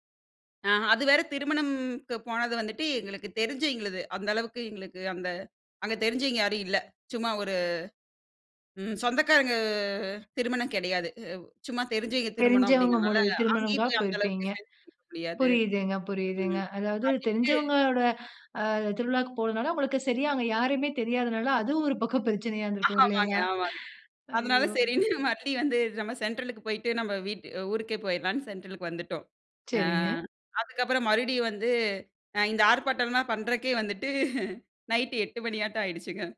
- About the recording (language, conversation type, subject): Tamil, podcast, கடல் அலைகள் சிதறுவதைக் காணும் போது உங்களுக்கு என்ன உணர்வு ஏற்படுகிறது?
- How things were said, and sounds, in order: laughing while speaking: "ஆமாங்க, ஆமாங்க. அதனால சரின்னு"; laughing while speaking: "வந்துட்டு"